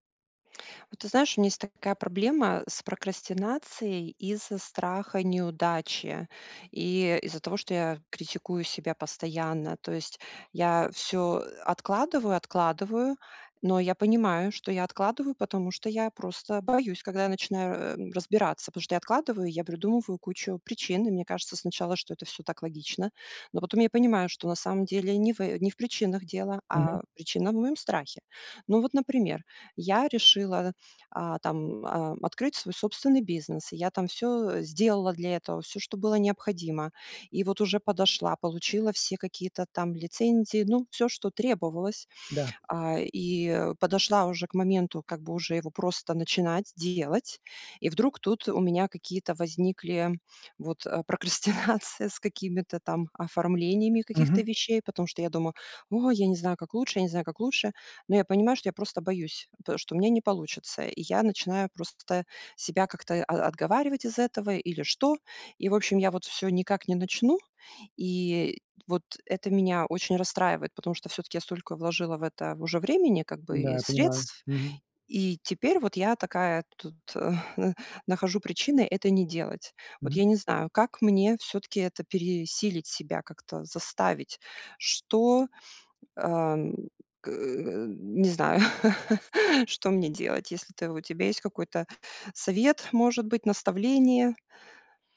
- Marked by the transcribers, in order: laughing while speaking: "прокрастинация"; chuckle; chuckle; tapping
- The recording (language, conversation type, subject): Russian, advice, Как вы прокрастинируете из-за страха неудачи и самокритики?